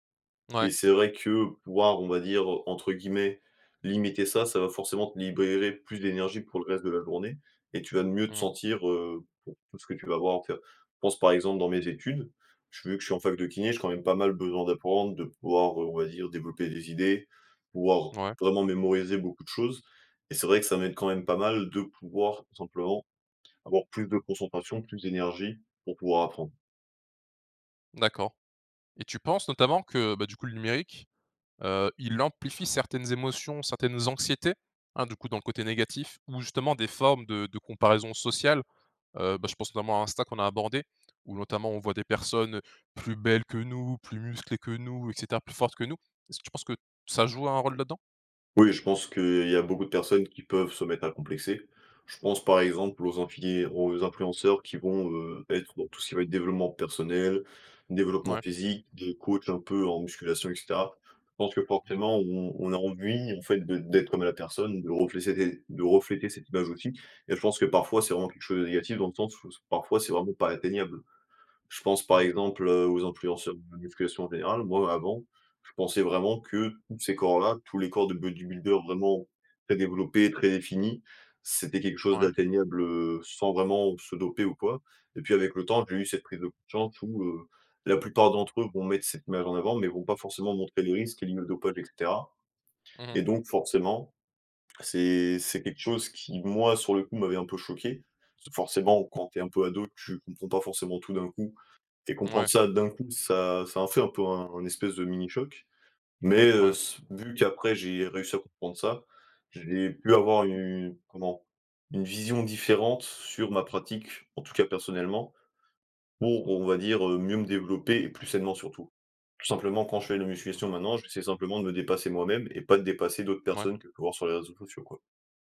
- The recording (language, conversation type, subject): French, podcast, Comment poses-tu des limites au numérique dans ta vie personnelle ?
- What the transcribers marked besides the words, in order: "limiter" said as "liméter"; other background noise